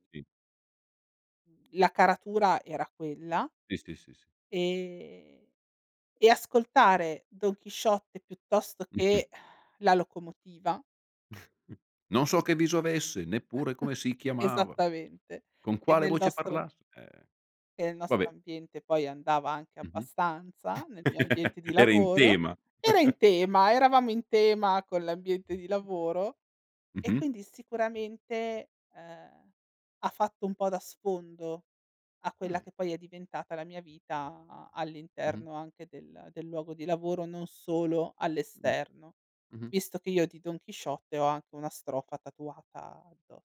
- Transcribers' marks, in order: chuckle; exhale; chuckle; singing: "Non so che viso avesse … quale voce parlas"; chuckle; chuckle; chuckle; other background noise; tapping
- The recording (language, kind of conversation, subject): Italian, podcast, Che canzone useresti come colonna sonora della tua vita?